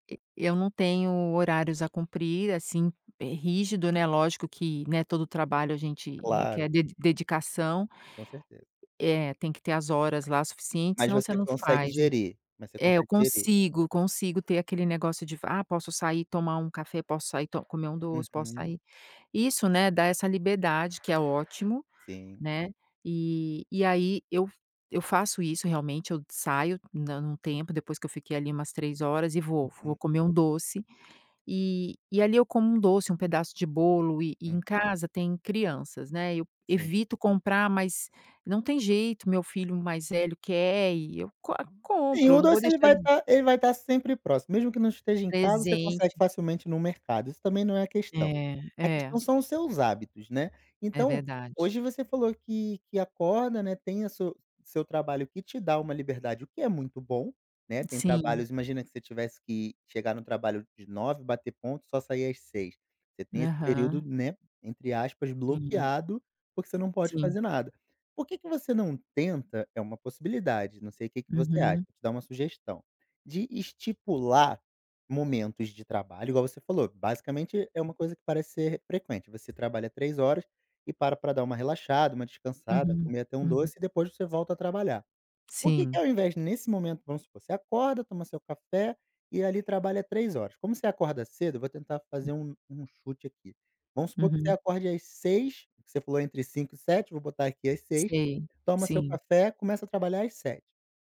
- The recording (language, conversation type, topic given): Portuguese, advice, Como posso lidar com recaídas frequentes em hábitos que quero mudar?
- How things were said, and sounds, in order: other background noise; tapping